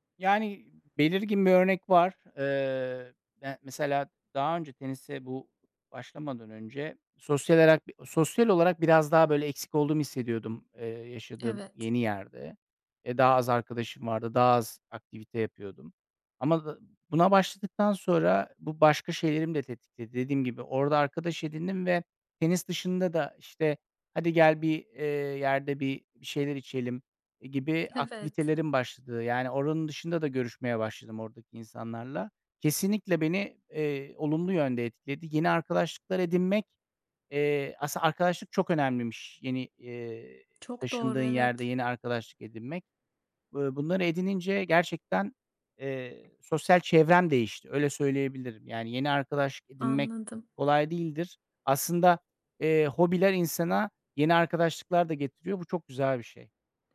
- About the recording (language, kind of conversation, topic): Turkish, podcast, Bir hobiyi yeniden sevmen hayatını nasıl değiştirdi?
- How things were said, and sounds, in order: unintelligible speech; tapping